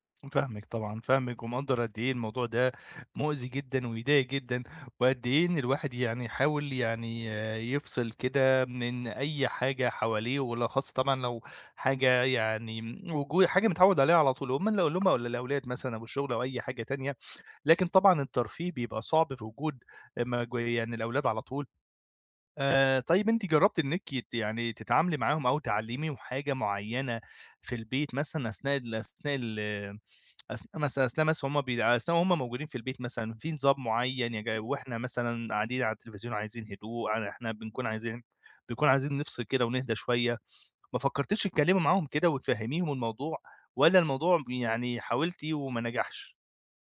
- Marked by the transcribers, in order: tapping; tsk
- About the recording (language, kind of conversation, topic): Arabic, advice, ليه مش بعرف أركز وأنا بتفرّج على أفلام أو بستمتع بوقتي في البيت؟